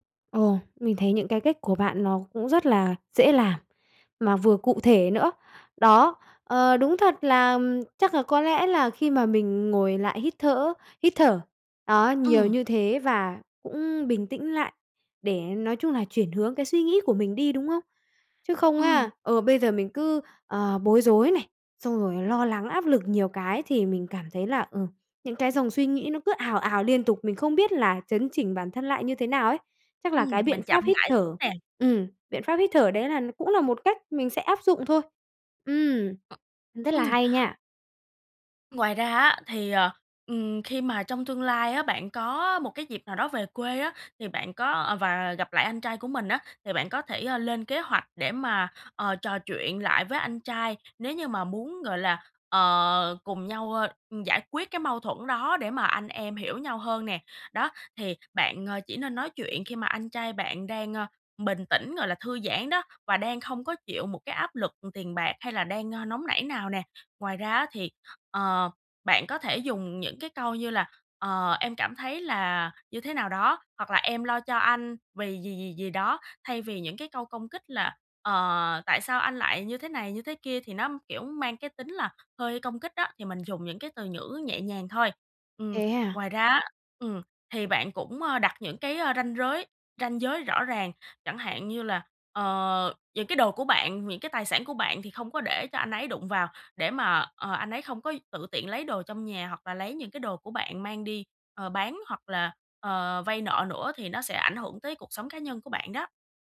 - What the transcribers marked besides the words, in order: tapping; other background noise; "ngữ" said as "nhữ"; "giới" said as "rới"
- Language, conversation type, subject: Vietnamese, advice, Làm thế nào để giảm áp lực và lo lắng sau khi cãi vã với người thân?